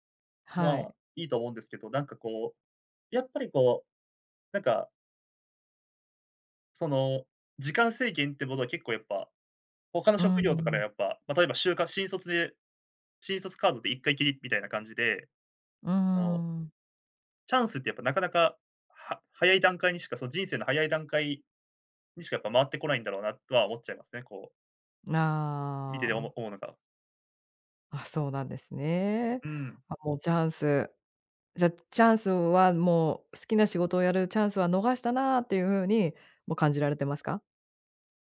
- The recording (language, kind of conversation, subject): Japanese, podcast, 好きなことを仕事にすべきだと思いますか？
- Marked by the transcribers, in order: other background noise